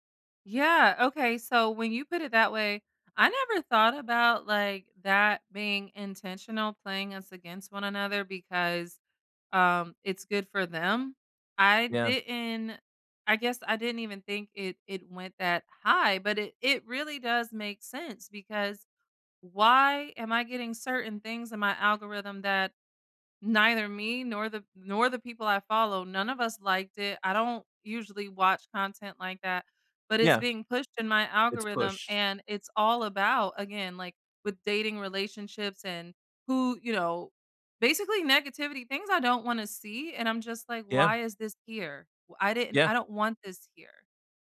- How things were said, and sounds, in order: none
- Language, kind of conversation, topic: English, unstructured, How can I tell I'm holding someone else's expectations, not my own?